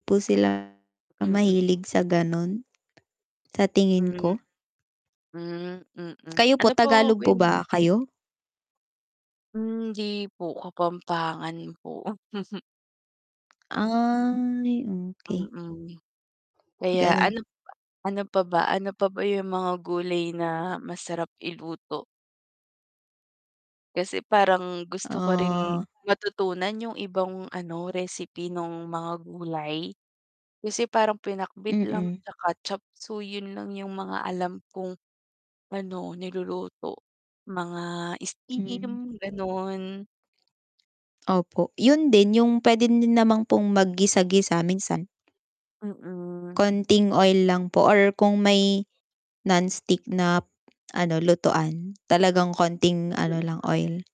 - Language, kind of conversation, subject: Filipino, unstructured, Paano mo isinasama ang masusustansiyang pagkain sa iyong pang-araw-araw na pagkain?
- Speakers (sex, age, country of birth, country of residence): female, 20-24, Philippines, Philippines; female, 25-29, Philippines, Philippines
- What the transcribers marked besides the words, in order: distorted speech; tapping; tongue click; mechanical hum; chuckle; lip smack; drawn out: "Ay"; wind; other background noise